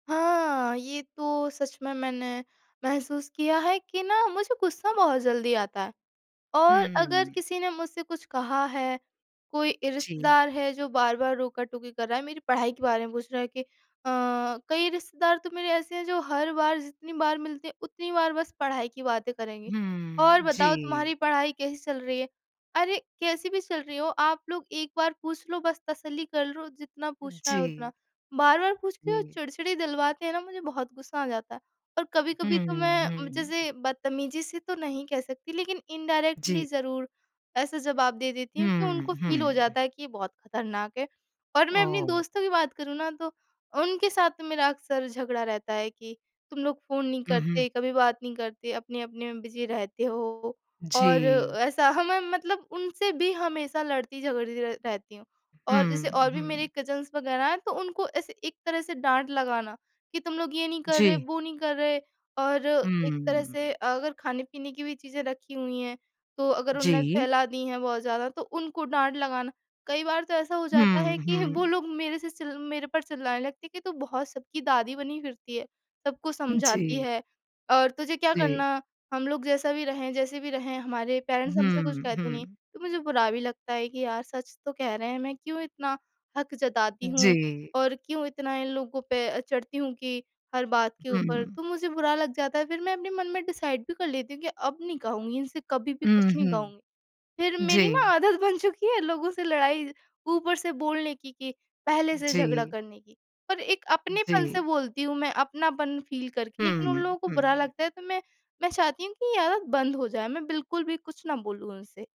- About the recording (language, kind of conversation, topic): Hindi, advice, छोटी-छोटी बातों पर बार-बार झगड़ा क्यों हो जाता है?
- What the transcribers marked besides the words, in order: in English: "इंडायरेक्टली"; laughing while speaking: "कि"; in English: "पेरेंट्स"; in English: "डिसाइड"; laughing while speaking: "आदत बन चुकी है"; in English: "फ़ील"